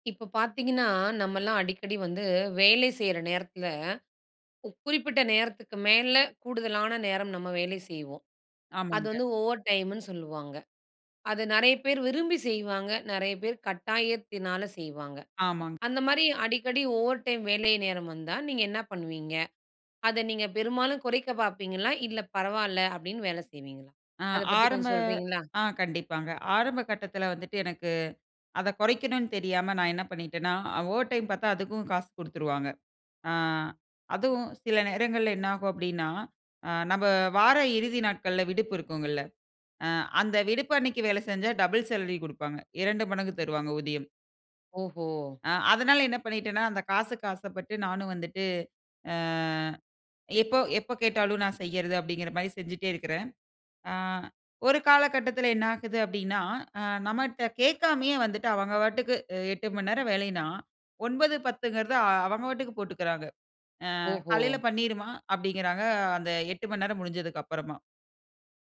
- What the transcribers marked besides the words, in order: in English: "ஓவர் டைம்னு"; in English: "ஓவர் டைம்"; in English: "டபுள் சேலரி"
- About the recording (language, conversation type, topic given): Tamil, podcast, அடிக்கடி கூடுதல் வேலை நேரம் செய்ய வேண்டிய நிலை வந்தால் நீங்கள் என்ன செய்வீர்கள்?